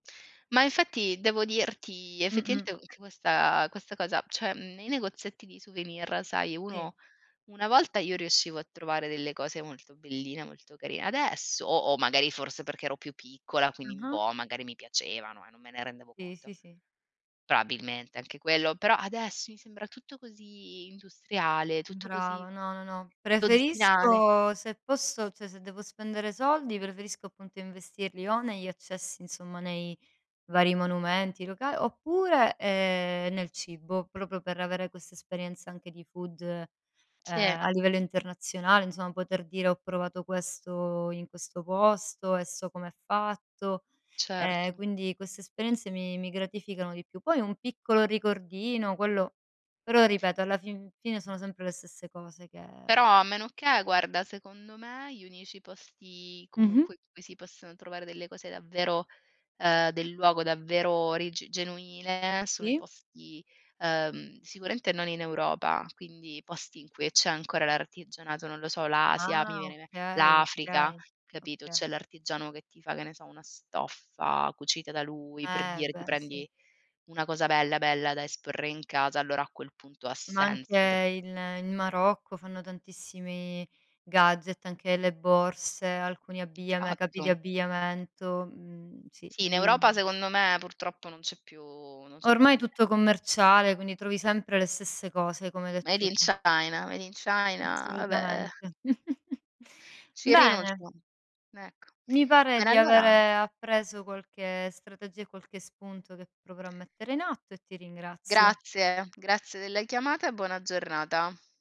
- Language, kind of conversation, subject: Italian, unstructured, Qual è la tua strategia per risparmiare per le vacanze?
- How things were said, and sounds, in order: tapping; "probabilmente" said as "proabilmente"; in English: "food"; other background noise; in English: "Made in China, made in China"; chuckle